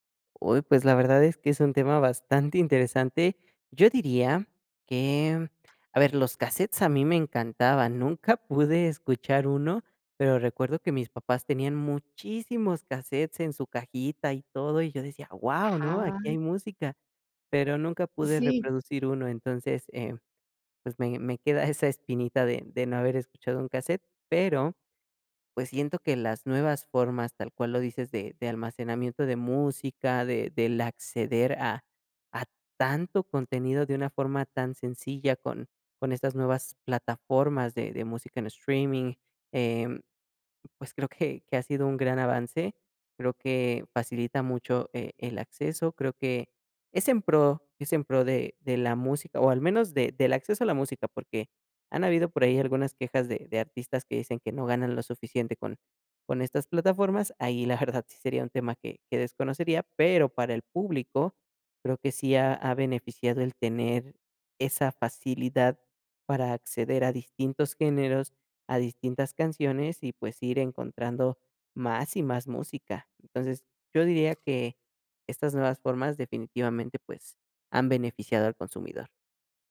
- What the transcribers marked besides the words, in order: giggle; stressed: "muchísimos"; stressed: "tanto"; giggle
- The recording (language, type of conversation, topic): Spanish, podcast, ¿Qué canción te conecta con tu cultura?